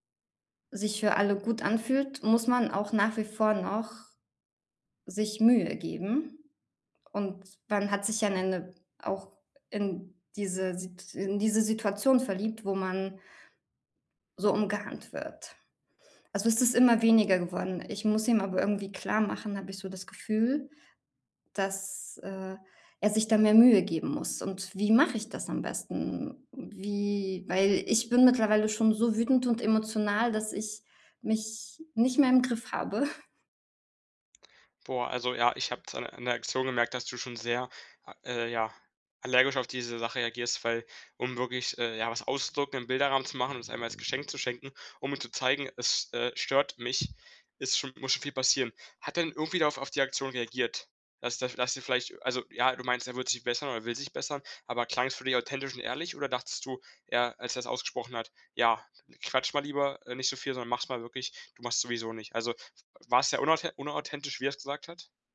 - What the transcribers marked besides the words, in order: other background noise; chuckle
- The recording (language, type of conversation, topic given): German, advice, Wie können wir wiederkehrende Streits über Kleinigkeiten endlich lösen?